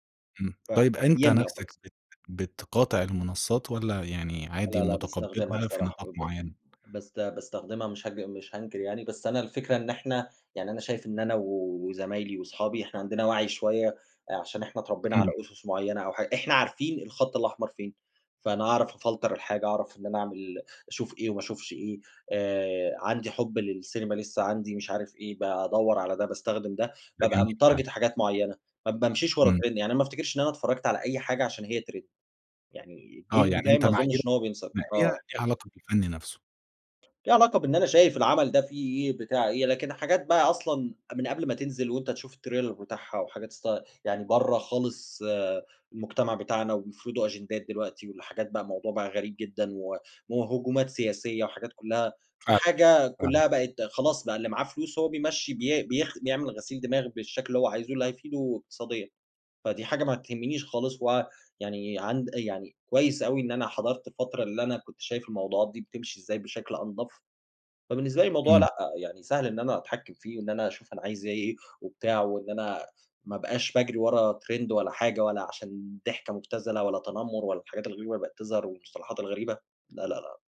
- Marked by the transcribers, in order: tapping; in English: "أفلتر"; in English: "متارجيت"; in English: "تريند"; in English: "تريند"; in English: "التريلر"; in English: "ترند"
- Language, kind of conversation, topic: Arabic, podcast, إزاي اتغيّرت عاداتنا في الفرجة على التلفزيون بعد ما ظهرت منصات البث؟